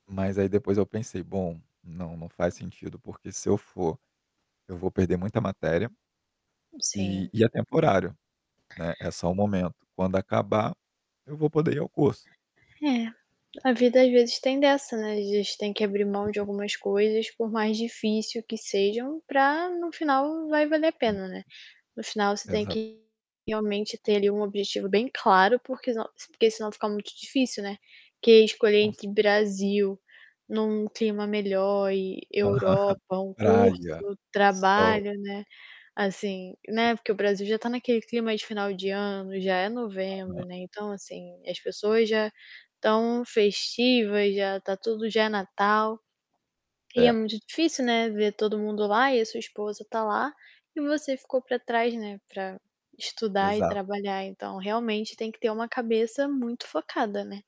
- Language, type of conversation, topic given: Portuguese, podcast, Como você lida com o cansaço e o esgotamento no trabalho?
- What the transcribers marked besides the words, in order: static; other background noise; unintelligible speech; distorted speech; tapping